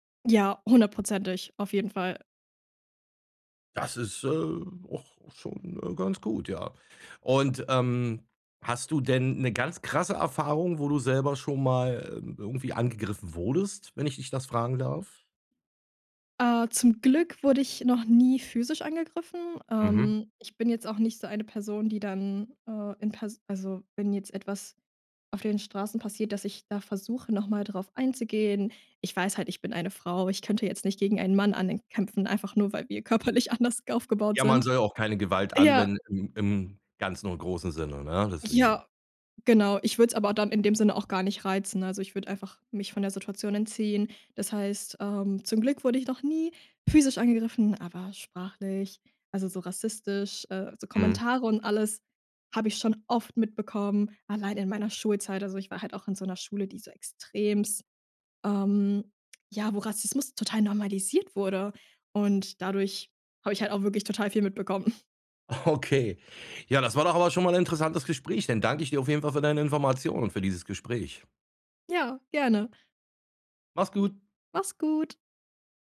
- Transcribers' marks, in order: "ankämpfen" said as "anekämpfen"; laughing while speaking: "körperlich anders"; snort; laughing while speaking: "Okay"; joyful: "Mach's gut"
- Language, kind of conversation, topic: German, podcast, Wie erlebst du die Sichtbarkeit von Minderheiten im Alltag und in den Medien?